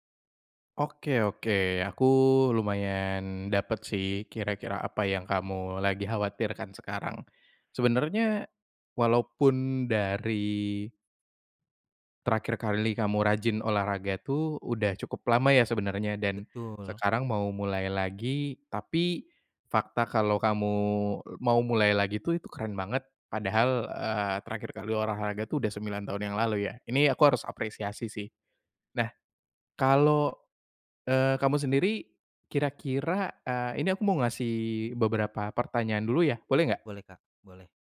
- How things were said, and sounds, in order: none
- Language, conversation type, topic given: Indonesian, advice, Bagaimana cara kembali berolahraga setelah lama berhenti jika saya takut tubuh saya tidak mampu?